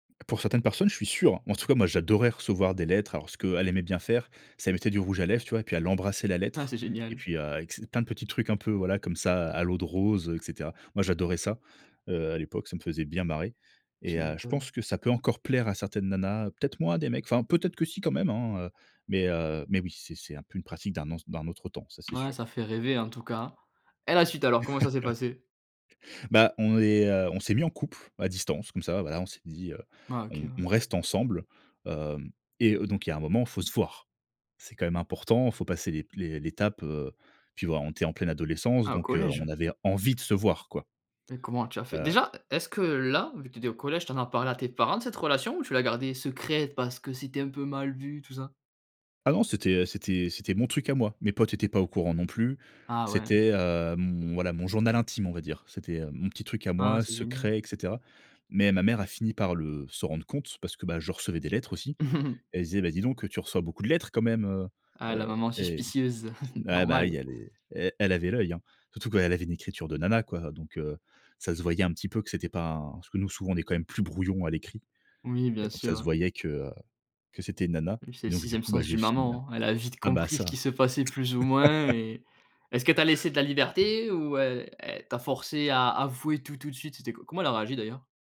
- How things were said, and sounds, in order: laughing while speaking: "génial"; tapping; anticipating: "Et la suite alors comment ça s'est passé ?"; chuckle; stressed: "envie"; chuckle; chuckle; stressed: "brouillon"; laugh
- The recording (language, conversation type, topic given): French, podcast, Raconte une rencontre amoureuse qui a commencé par hasard ?